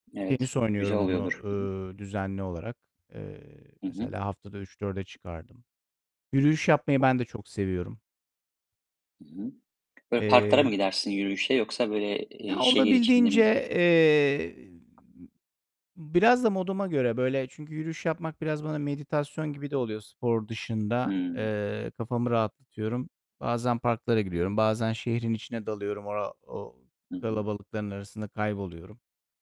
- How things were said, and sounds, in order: other background noise; distorted speech; tapping
- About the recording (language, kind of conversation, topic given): Turkish, unstructured, Düzenli spor yapmanın günlük hayat üzerindeki etkileri nelerdir?